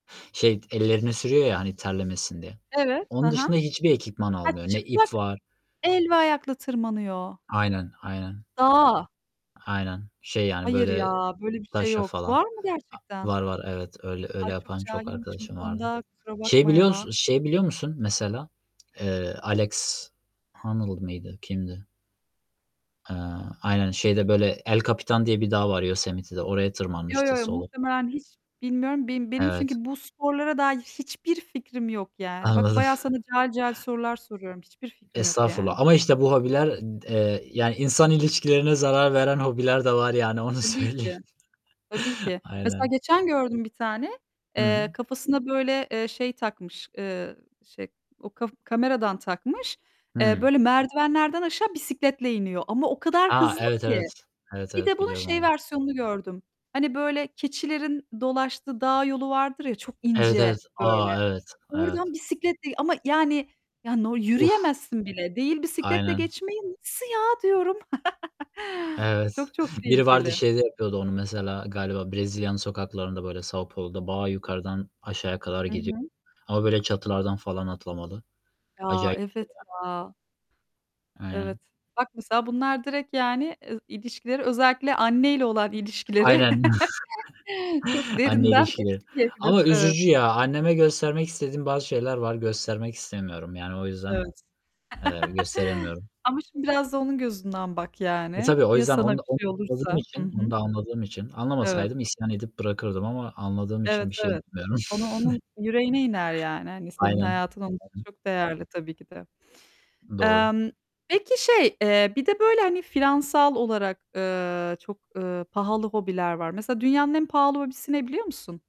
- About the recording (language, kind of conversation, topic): Turkish, unstructured, Hobiler insanların ilişkilerine zarar verir mi?
- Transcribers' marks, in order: static; distorted speech; anticipating: "Var mı gerçekten?"; tapping; stressed: "hiçbir"; laughing while speaking: "Anladım"; other background noise; laughing while speaking: "söyleyeyim"; chuckle; laughing while speaking: "Evet"; laugh; "bayağı" said as "bağa"; chuckle; laughing while speaking: "Anneyle ilişkili"; laugh; laugh; unintelligible speech; chuckle; unintelligible speech